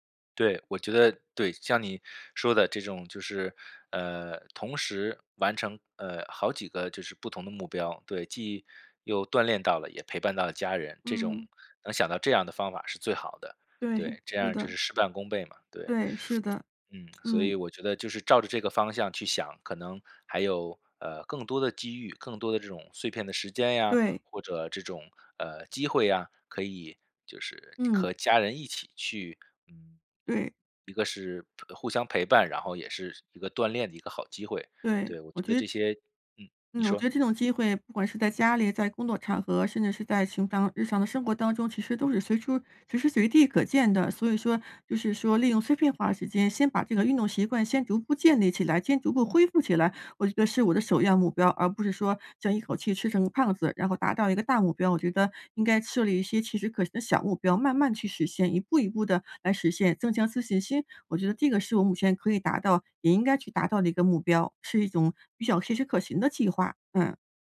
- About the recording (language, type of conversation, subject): Chinese, advice, 我每天久坐、运动量不够，应该怎么开始改变？
- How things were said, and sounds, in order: none